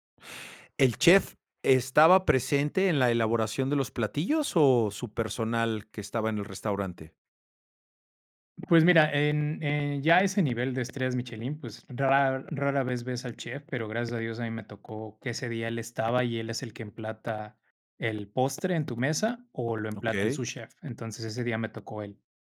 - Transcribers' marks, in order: tapping
- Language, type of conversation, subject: Spanish, podcast, ¿Cuál fue la mejor comida que recuerdas haber probado?
- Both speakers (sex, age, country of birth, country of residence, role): male, 35-39, Mexico, Mexico, guest; male, 55-59, Mexico, Mexico, host